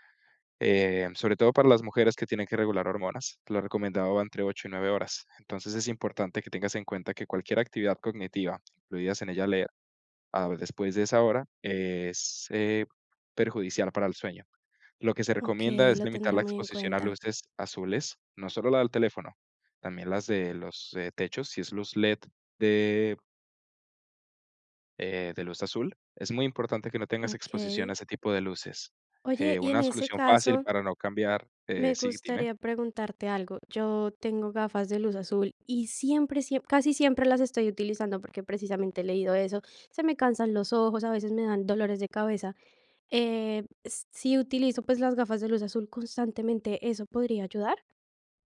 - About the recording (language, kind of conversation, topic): Spanish, advice, ¿Cómo puedo manejar la sensación de estar estancado y no ver resultados a pesar del esfuerzo?
- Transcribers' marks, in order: tapping